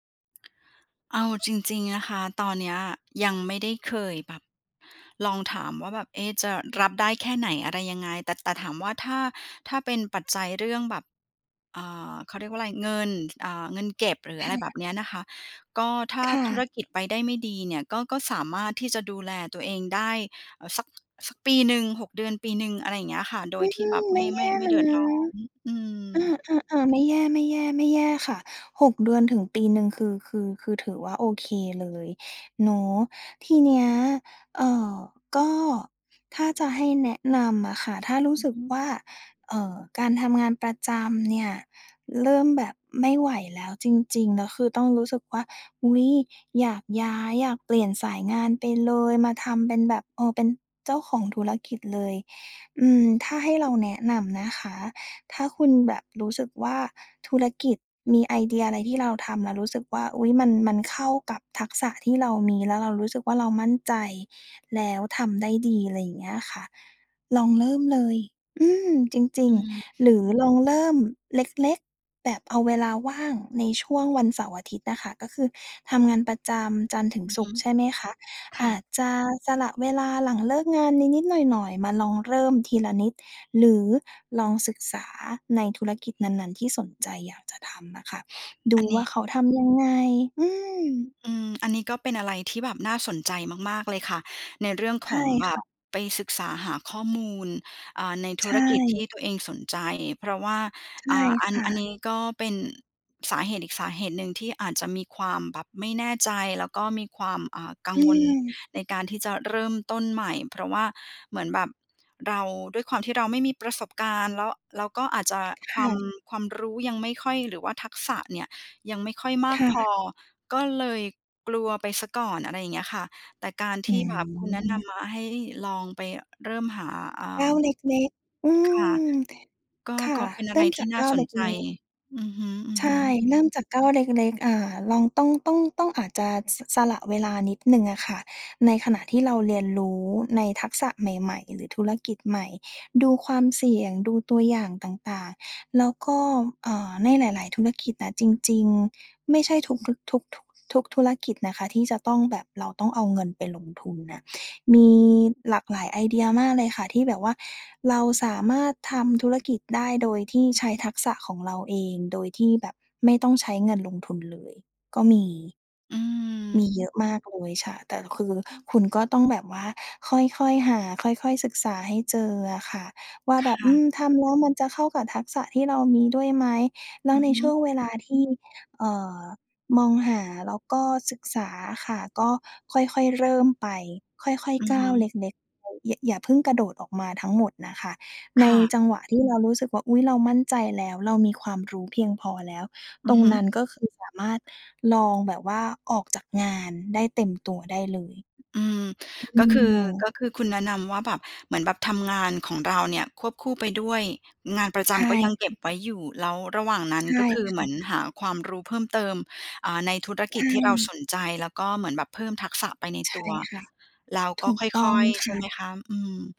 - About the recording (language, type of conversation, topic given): Thai, advice, จะเปลี่ยนอาชีพอย่างไรดีทั้งที่กลัวการเริ่มต้นใหม่?
- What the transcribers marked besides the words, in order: tapping; other background noise